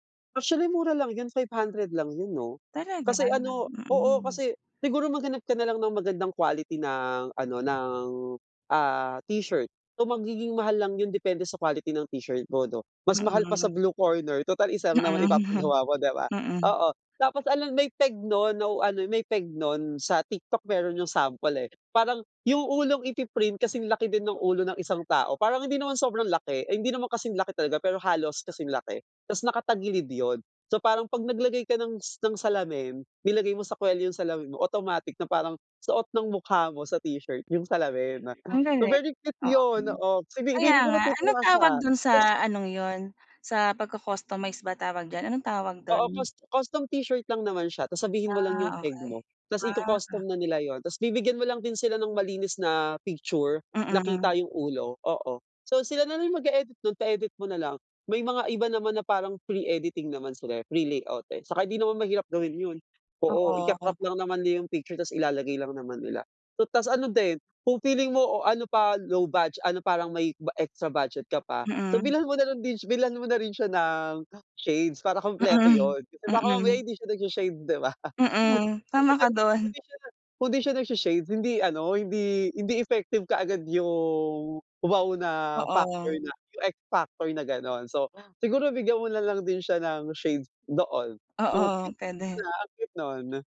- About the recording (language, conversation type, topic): Filipino, advice, Paano ako makakahanap ng makabuluhang regalo para sa isang tao?
- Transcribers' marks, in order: other background noise; laughing while speaking: "Mm"; laughing while speaking: "Mm"; tapping; chuckle